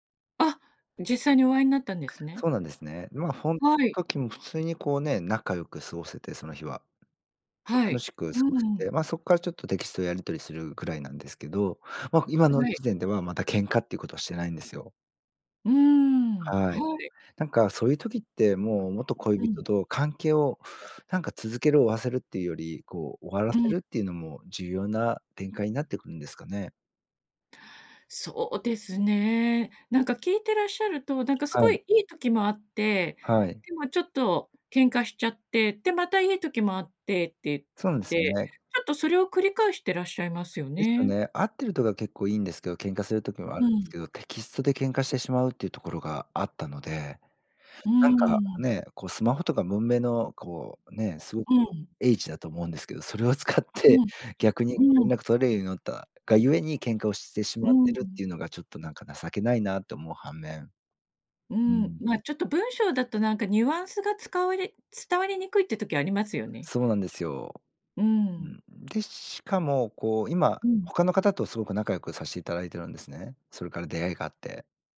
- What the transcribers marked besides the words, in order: other noise; unintelligible speech; laughing while speaking: "それを使って"
- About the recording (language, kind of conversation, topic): Japanese, advice, 元恋人との関係を続けるべきか、終わらせるべきか迷ったときはどうすればいいですか？